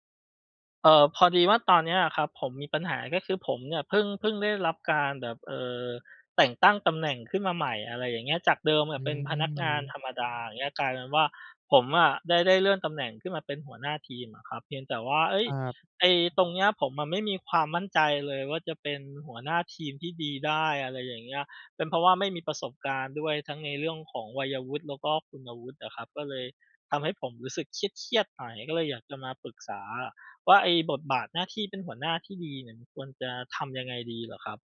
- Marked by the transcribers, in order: none
- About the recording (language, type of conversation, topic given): Thai, advice, เริ่มงานใหม่แล้วยังไม่มั่นใจในบทบาทและหน้าที่ ควรทำอย่างไรดี?